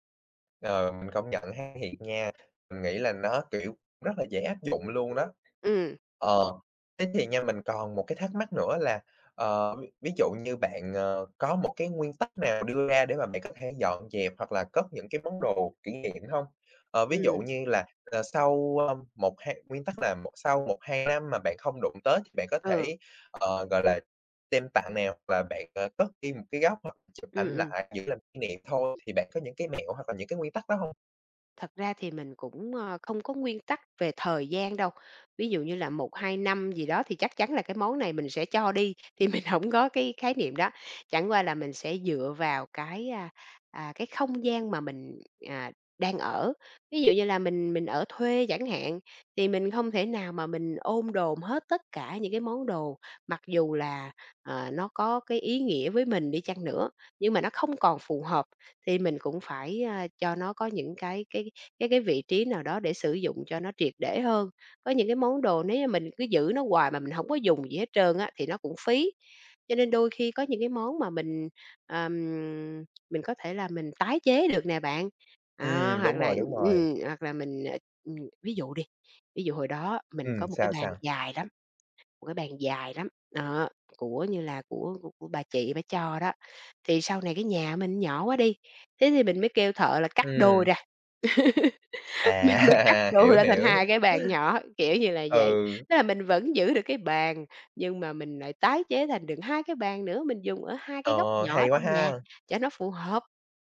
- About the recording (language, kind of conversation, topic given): Vietnamese, podcast, Bạn xử lý đồ kỷ niệm như thế nào khi muốn sống tối giản?
- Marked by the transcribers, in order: tapping; other background noise; laughing while speaking: "mình hổng"; laugh; laughing while speaking: "mình"; laughing while speaking: "đôi"; laughing while speaking: "À"